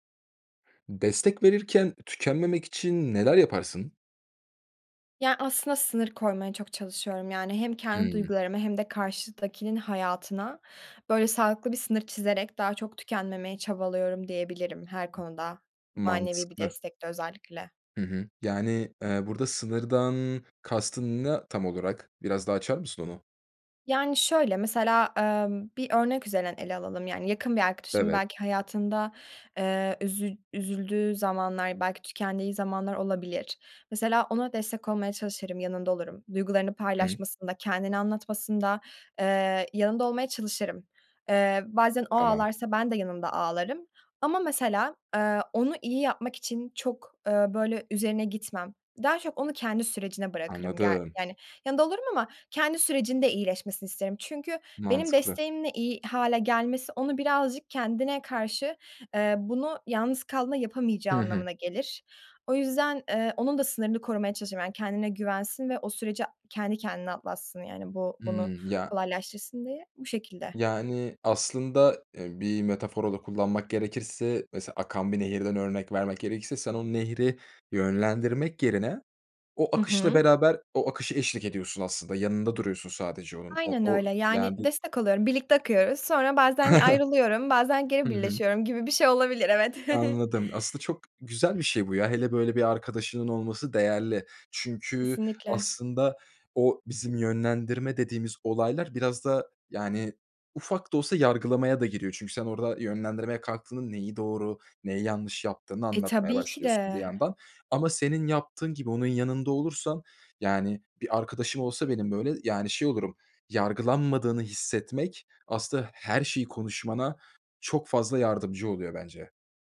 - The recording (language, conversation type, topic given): Turkish, podcast, Destek verirken tükenmemek için ne yaparsın?
- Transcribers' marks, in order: other background noise; tapping; unintelligible speech; unintelligible speech; chuckle; chuckle